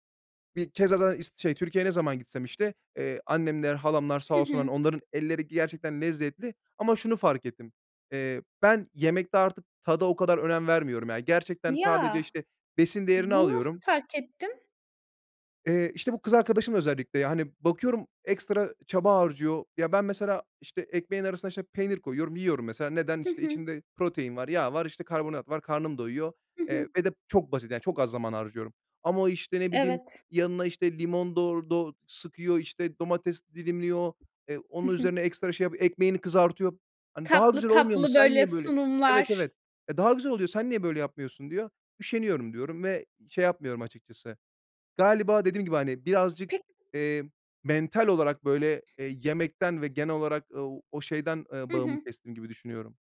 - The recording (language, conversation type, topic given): Turkish, podcast, Sebzeyi sevdirmek için hangi yöntemler etkili olur?
- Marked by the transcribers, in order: other background noise; tapping